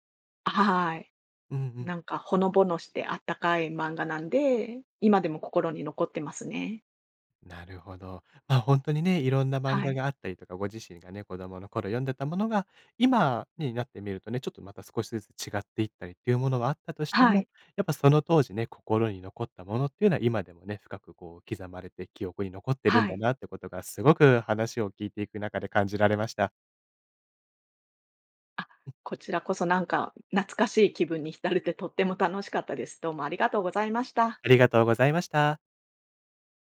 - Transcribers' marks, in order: none
- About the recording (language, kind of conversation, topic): Japanese, podcast, 漫画で心に残っている作品はどれですか？